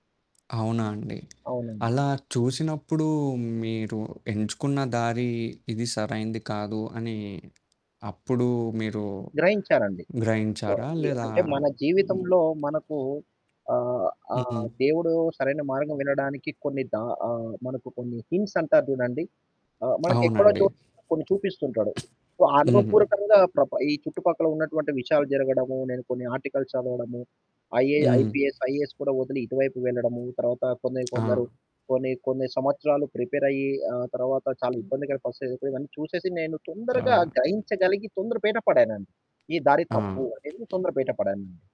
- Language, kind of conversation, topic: Telugu, podcast, దారితప్పిన తర్వాత కొత్త దారి కనుగొన్న అనుభవం మీకు ఉందా?
- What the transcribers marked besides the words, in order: static; other background noise; in English: "సో"; in English: "హింట్స్"; in English: "సో"; in English: "ఆర్టికల్స్"; in English: "ఐఏ ఐపీఎస్ ఐఏఎస్"